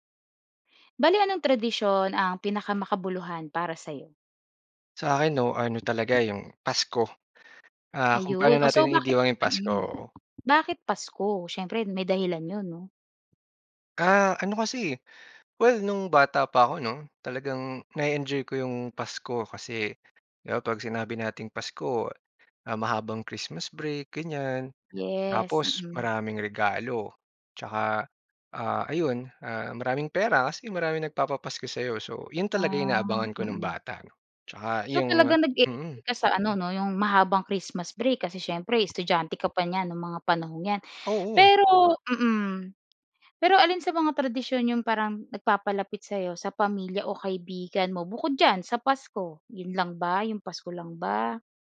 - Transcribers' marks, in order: wind; other background noise; tapping
- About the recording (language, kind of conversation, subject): Filipino, podcast, Anong tradisyon ang pinakamakabuluhan para sa iyo?